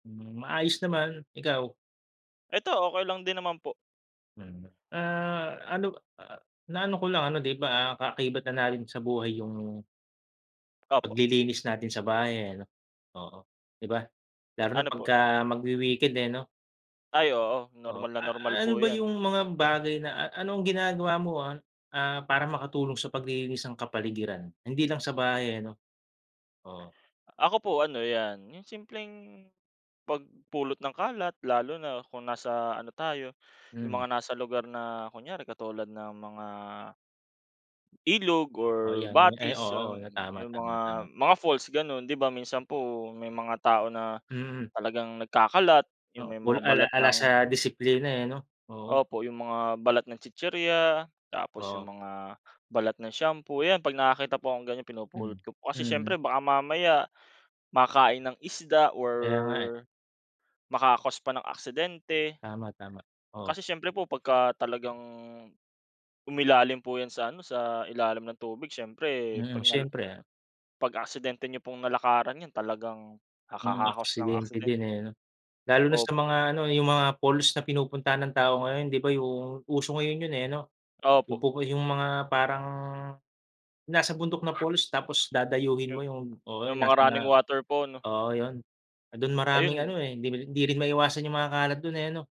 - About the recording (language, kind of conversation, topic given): Filipino, unstructured, Ano ang mga ginagawa mo para makatulong sa paglilinis ng kapaligiran?
- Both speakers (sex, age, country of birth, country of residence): male, 25-29, Philippines, Philippines; male, 30-34, Philippines, Philippines
- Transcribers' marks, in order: tapping; gasp; gasp; gasp; gasp; gasp; other background noise; in English: "accident"; unintelligible speech